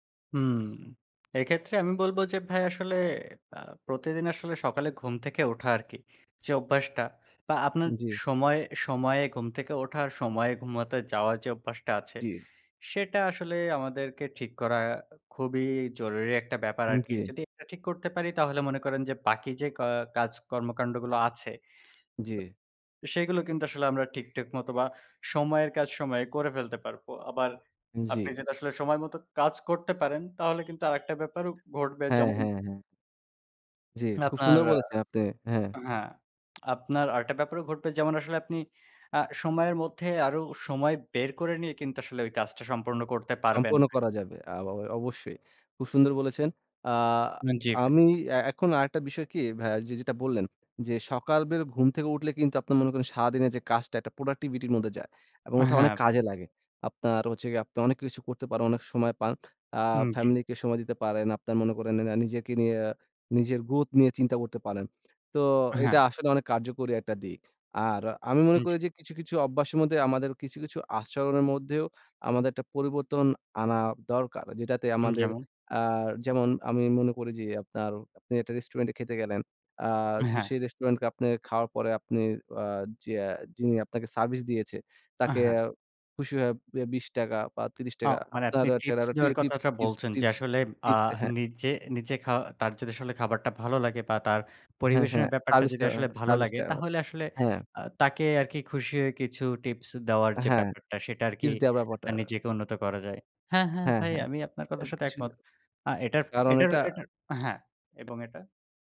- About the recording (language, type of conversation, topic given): Bengali, unstructured, নিজেকে উন্নত করতে কোন কোন অভ্যাস তোমাকে সাহায্য করে?
- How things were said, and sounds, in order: tapping; other background noise; other street noise; "সকালবেলা" said as "সকালবের"; "অভ্যাসের" said as "অব্বাশের"; "মধ্যে" said as "মদ্দে"